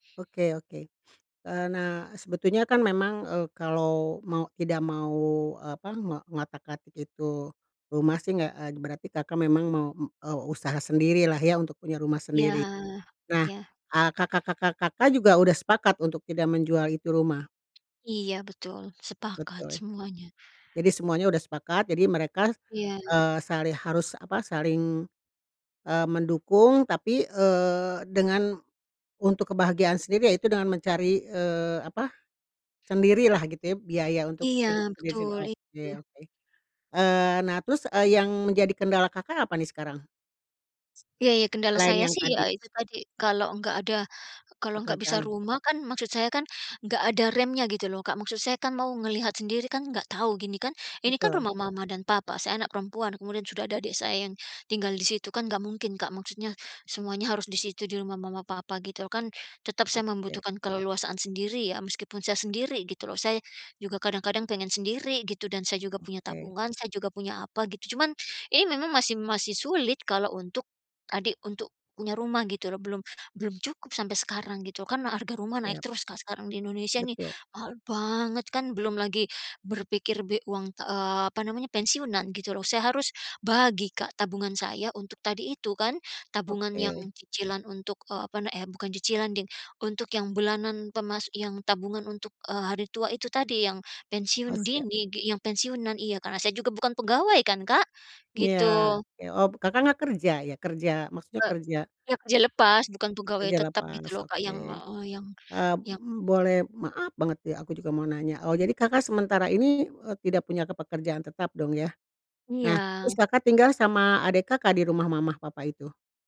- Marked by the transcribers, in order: other background noise
- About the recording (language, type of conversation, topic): Indonesian, advice, Apa saja kendala yang Anda hadapi saat menabung untuk tujuan besar seperti membeli rumah atau membiayai pendidikan anak?